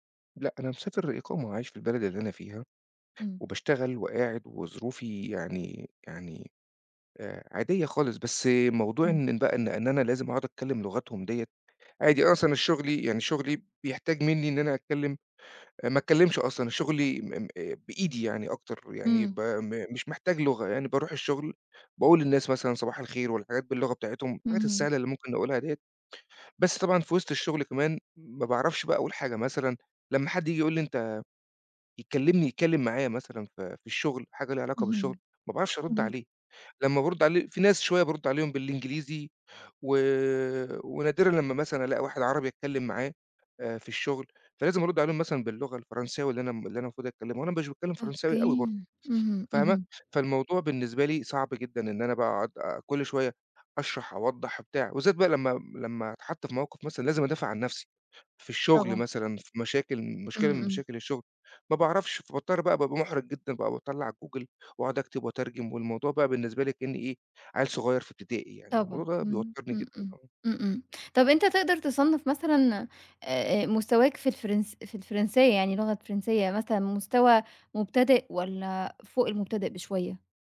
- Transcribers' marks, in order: none
- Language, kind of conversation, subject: Arabic, advice, إزاي حاجز اللغة بيأثر على مشاويرك اليومية وبيقلل ثقتك في نفسك؟